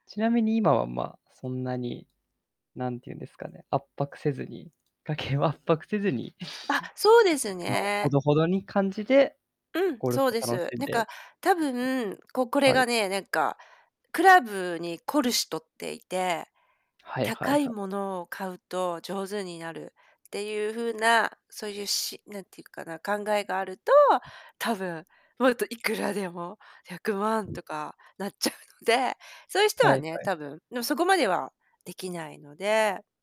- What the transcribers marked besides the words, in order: laughing while speaking: "家計を圧迫せずに"; distorted speech; unintelligible speech; laughing while speaking: "なっちゃうので"; unintelligible speech
- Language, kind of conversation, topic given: Japanese, unstructured, 趣味にお金をかけすぎることについて、どう思いますか？